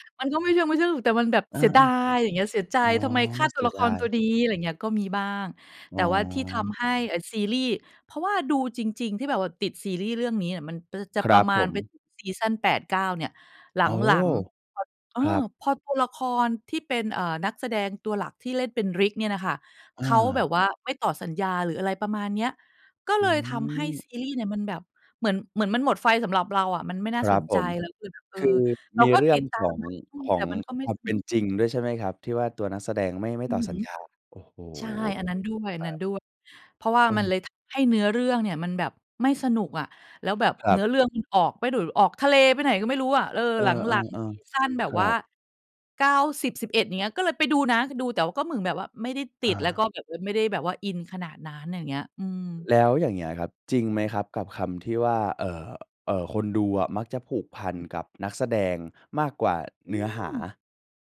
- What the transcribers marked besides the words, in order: none
- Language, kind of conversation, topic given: Thai, podcast, ซีรีส์เรื่องไหนทำให้คุณติดงอมแงมจนวางไม่ลง?